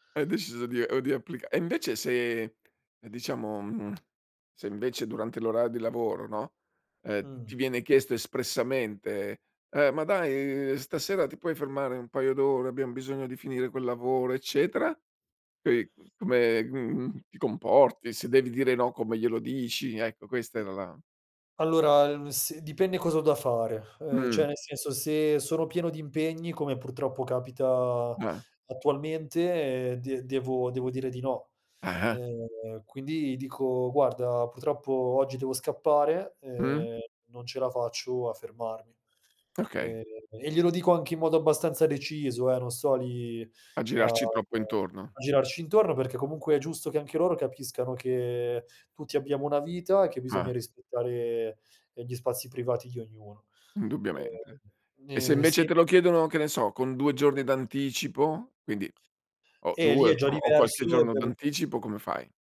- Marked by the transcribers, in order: "cioè" said as "ceh"
- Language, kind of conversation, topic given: Italian, podcast, Come decidi quando fare gli straordinari e quando dire di no, sinceramente?